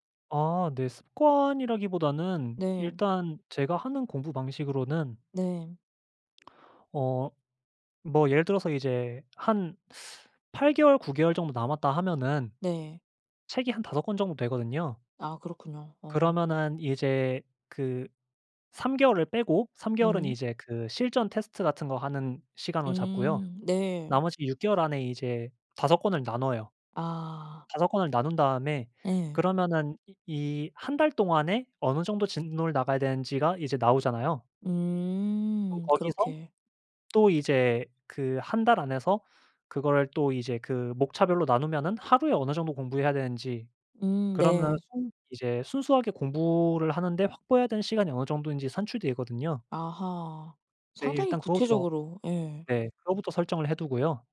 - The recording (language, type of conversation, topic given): Korean, podcast, 공부 동기를 어떻게 찾으셨나요?
- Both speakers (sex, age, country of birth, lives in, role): female, 20-24, South Korea, Japan, host; male, 25-29, South Korea, Japan, guest
- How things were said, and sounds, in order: other background noise